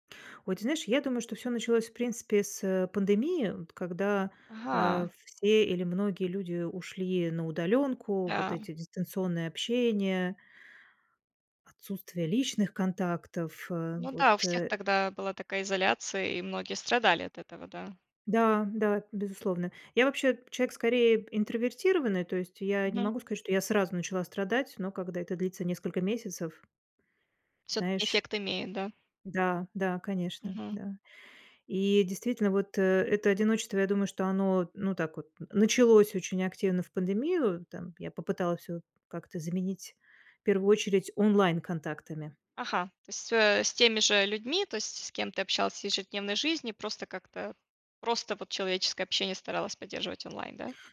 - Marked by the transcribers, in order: none
- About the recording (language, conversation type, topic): Russian, podcast, Как бороться с одиночеством в большом городе?